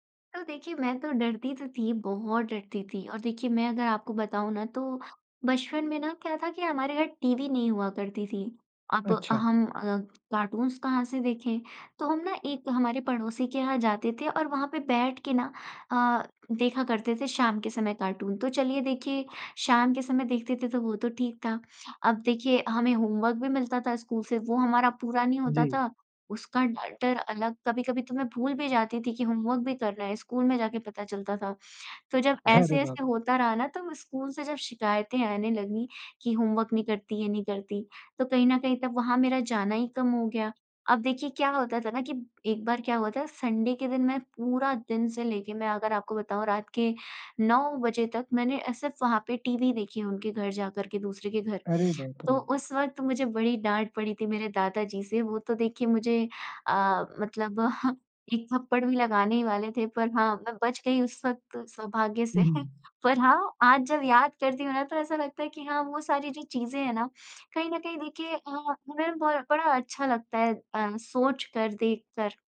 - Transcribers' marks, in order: in English: "कार्टून्स"; in English: "कार्टून"; in English: "होमवर्क"; in English: "होमवर्क"; in English: "होमवर्क"; in English: "सँडे"; chuckle; chuckle
- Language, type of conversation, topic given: Hindi, podcast, बचपन की कौन-सी ऐसी याद है जो आज भी आपको हँसा देती है?